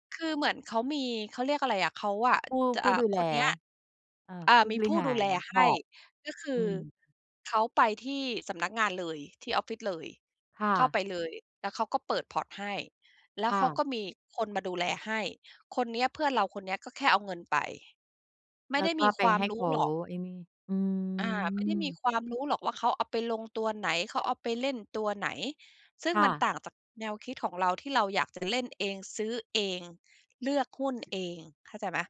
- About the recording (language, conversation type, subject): Thai, podcast, ถ้าคุณเริ่มเล่นหรือสร้างอะไรใหม่ๆ ได้ตั้งแต่วันนี้ คุณจะเลือกทำอะไร?
- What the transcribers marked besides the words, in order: in English: "พอร์ต"; in English: "พอร์ต"